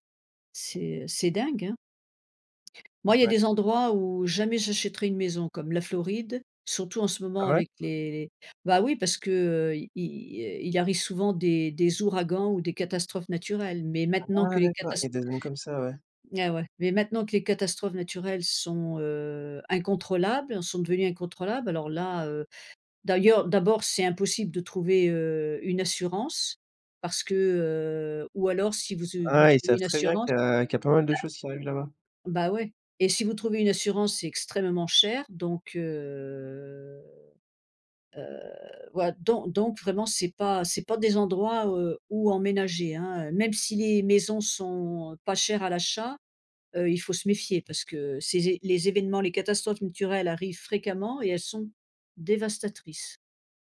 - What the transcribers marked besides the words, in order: other background noise; drawn out: "heu"
- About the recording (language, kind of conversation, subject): French, unstructured, Comment ressens-tu les conséquences des catastrophes naturelles récentes ?